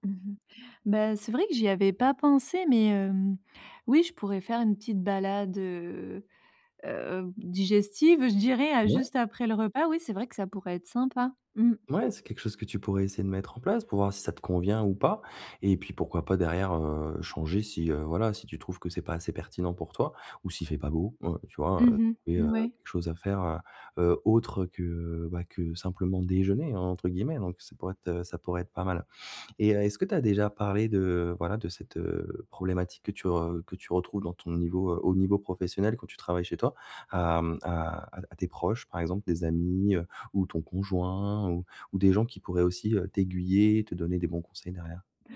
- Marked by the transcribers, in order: stressed: "conjoint"
- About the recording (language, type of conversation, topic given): French, advice, Comment puis-je mieux séparer mon travail de ma vie personnelle ?